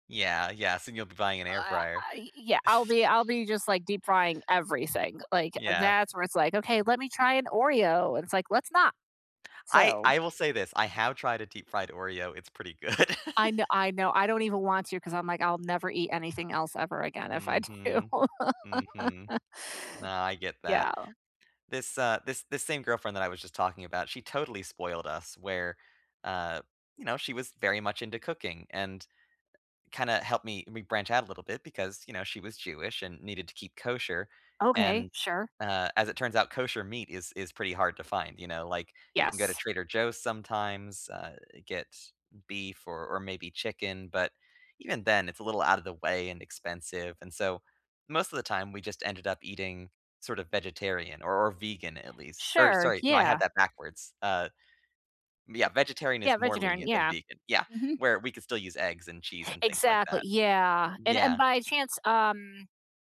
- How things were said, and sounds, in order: chuckle; laughing while speaking: "good"; laughing while speaking: "I do"; laugh
- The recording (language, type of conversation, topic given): English, unstructured, What is a recipe you learned from family or friends?